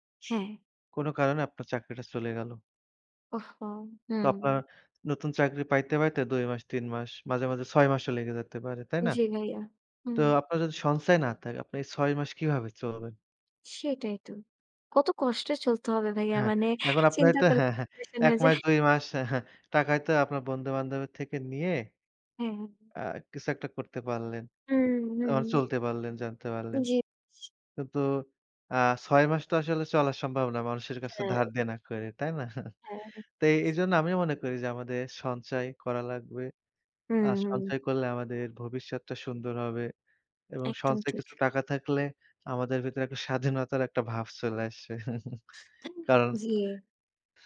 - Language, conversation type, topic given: Bengali, unstructured, ছোট ছোট খরচ নিয়ন্ত্রণ করলে কীভাবে বড় সঞ্চয় হয়?
- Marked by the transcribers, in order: tapping; other background noise; chuckle; chuckle